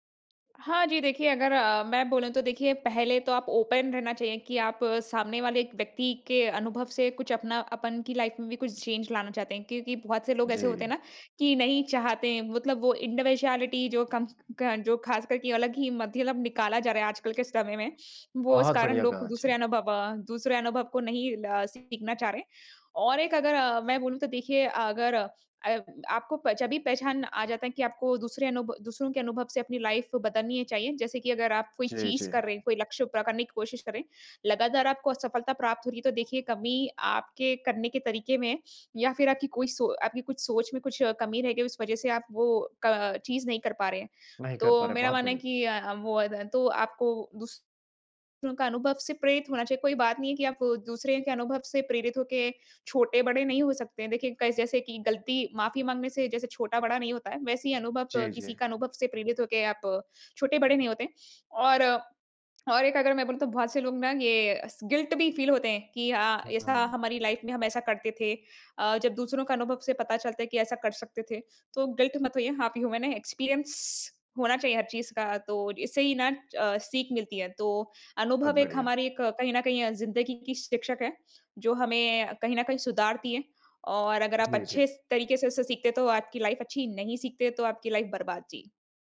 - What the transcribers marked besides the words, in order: in English: "ओपन"; in English: "लाइफ़"; in English: "चेंज"; in English: "इंडिविजुअलिटी"; sniff; in English: "लाइफ़"; in English: "गिल्ट"; in English: "फ़ील"; in English: "लाइफ़"; in English: "गिल्ट"; in English: "ह्यूमन"; in English: "एक्सपीरियंस"; in English: "लाइफ़"; in English: "लाइफ़"
- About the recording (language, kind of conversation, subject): Hindi, podcast, किस अनुभव ने आपकी सोच सबसे ज़्यादा बदली?